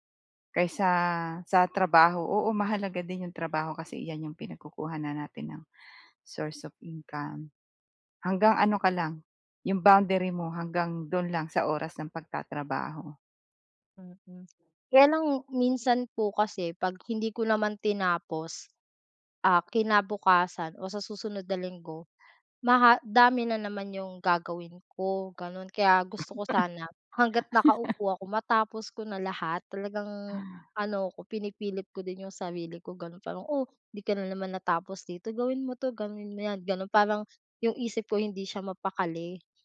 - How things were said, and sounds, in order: other background noise; lip smack; chuckle
- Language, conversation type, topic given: Filipino, advice, Paano ako makapagtatakda ng malinaw na hangganan sa oras ng trabaho upang maiwasan ang pagkasunog?